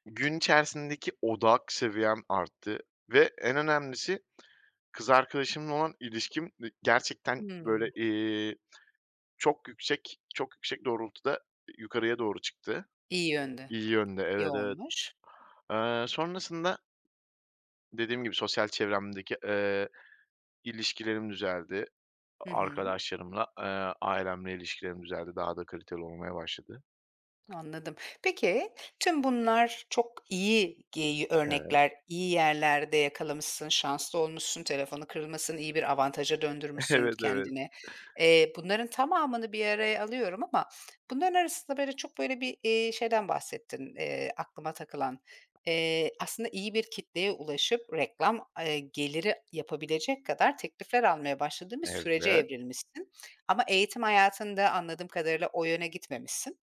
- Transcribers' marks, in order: stressed: "odak"; other background noise; tapping; chuckle
- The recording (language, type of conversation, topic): Turkish, podcast, Sosyal medyanın ruh sağlığı üzerindeki etkisini nasıl yönetiyorsun?